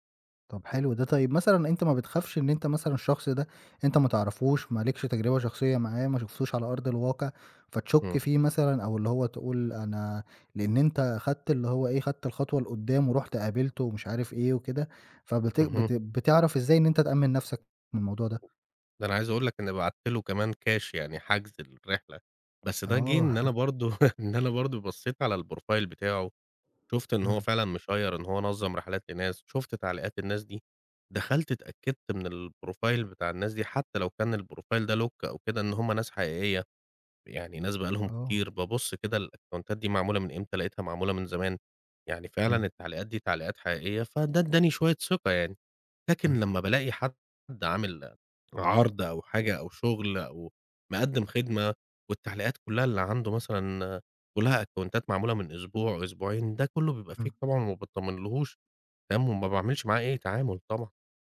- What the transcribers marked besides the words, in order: tapping; chuckle; in English: "الProfile"; in English: "الProfile"; in English: "الProfile"; in English: "lock"; in English: "الأكونتات"; in English: "أكونتات"; in English: "Fake"
- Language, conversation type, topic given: Arabic, podcast, إزاي بتنمّي علاقاتك في زمن السوشيال ميديا؟